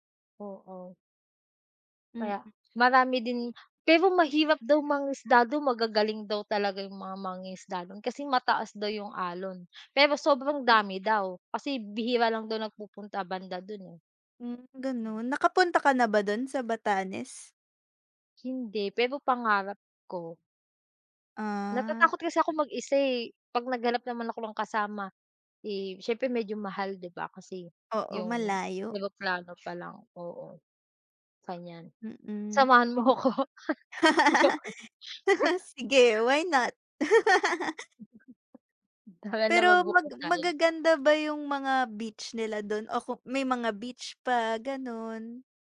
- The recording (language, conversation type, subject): Filipino, unstructured, Paano nakaaapekto ang heograpiya ng Batanes sa pamumuhay ng mga tao roon?
- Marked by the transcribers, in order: other background noise; tapping; "Ganiyan" said as "kanyan"; laugh; laughing while speaking: "'ko. Joke lang"; laugh; laugh